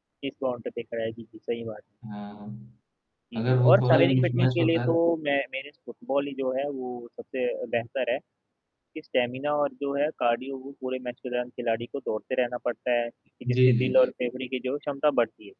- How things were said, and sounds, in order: static; in English: "मिसमैच"; in English: "फिटनेस"; in English: "स्टैमिना"; in English: "मैच"
- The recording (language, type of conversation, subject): Hindi, unstructured, क्या आपको क्रिकेट खेलना ज्यादा पसंद है या फुटबॉल?